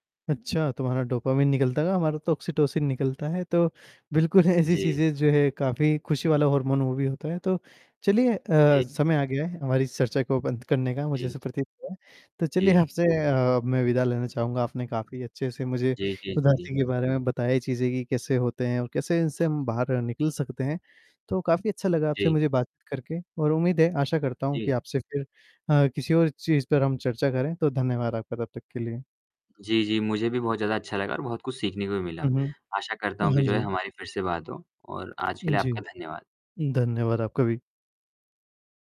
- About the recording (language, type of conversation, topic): Hindi, unstructured, जब आप उदास होते हैं, तो आप क्या करते हैं?
- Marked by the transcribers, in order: mechanical hum; laughing while speaking: "बिल्कुल ऐसी चीज़ें"; laughing while speaking: "चलिए आपसे"; static; distorted speech